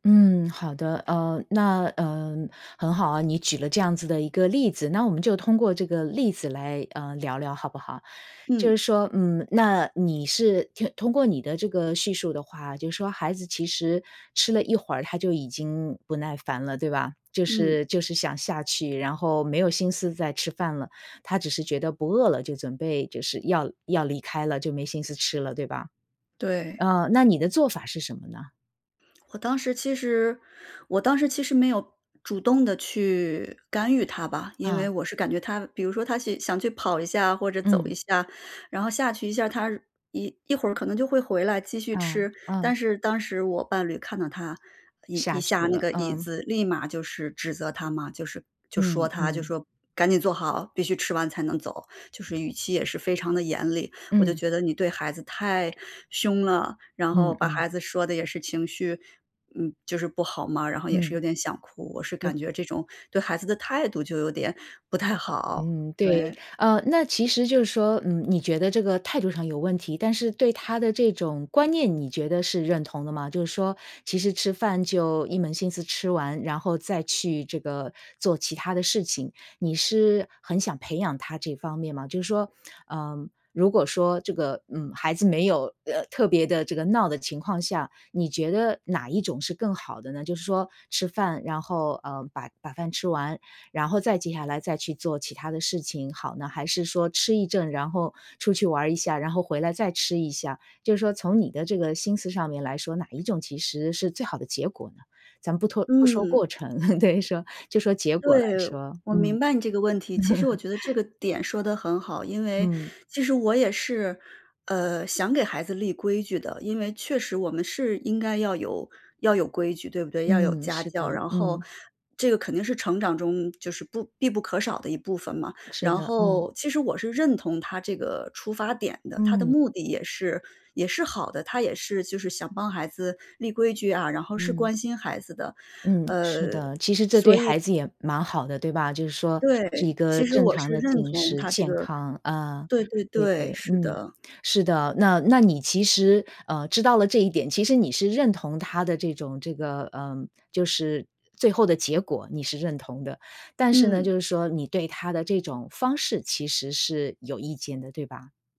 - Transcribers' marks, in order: tapping; other background noise; laughing while speaking: "对 说，就说结果来说，嗯"; laugh
- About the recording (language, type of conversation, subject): Chinese, advice, 如何在育儿观念分歧中与配偶开始磨合并达成共识？